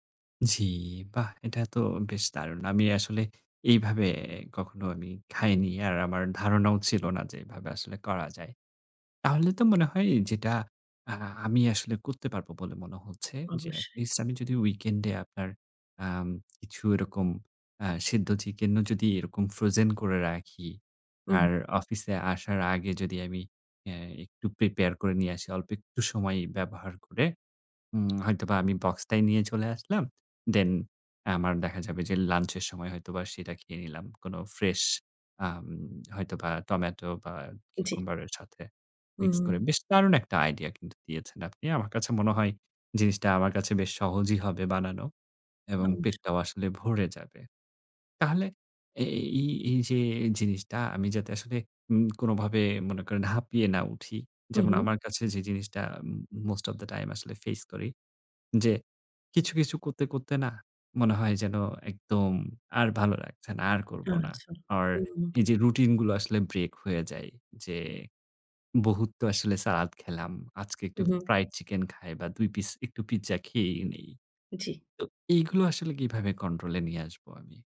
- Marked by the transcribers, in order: tapping
- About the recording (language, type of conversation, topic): Bengali, advice, অস্বাস্থ্যকর খাবার ছেড়ে কীভাবে স্বাস্থ্যকর খাওয়ার অভ্যাস গড়ে তুলতে পারি?